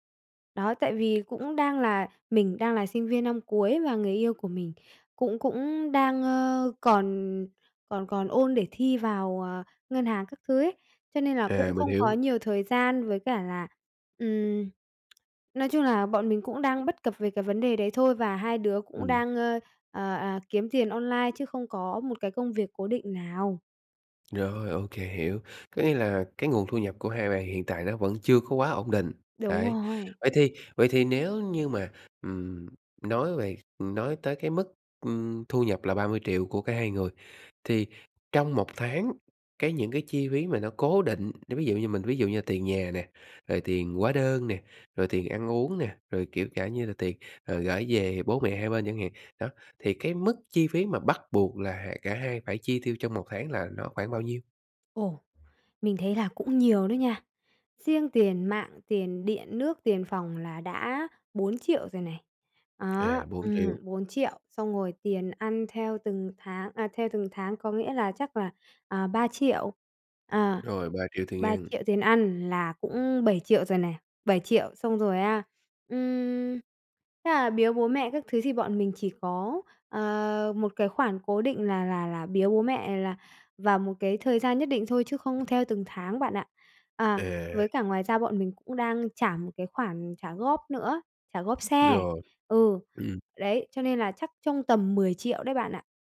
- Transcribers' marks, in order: tapping; other background noise
- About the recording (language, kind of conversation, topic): Vietnamese, advice, Làm thế nào để cải thiện kỷ luật trong chi tiêu và tiết kiệm?